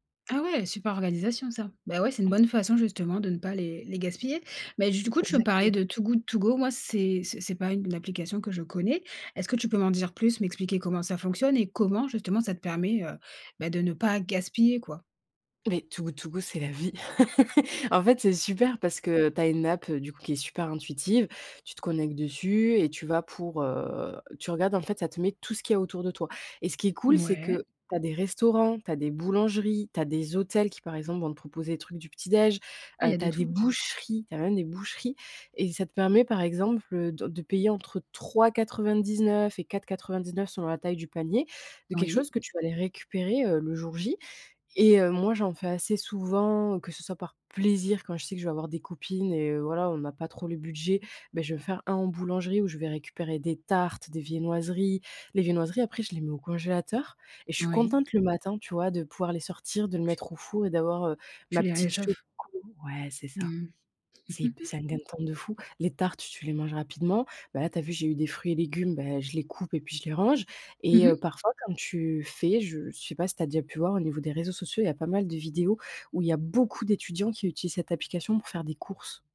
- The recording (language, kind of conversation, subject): French, podcast, Comment gères-tu le gaspillage alimentaire chez toi ?
- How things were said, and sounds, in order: other background noise; laugh; drawn out: "heu"; stressed: "boucheries"; stressed: "tartes"; tapping; chuckle; stressed: "beaucoup"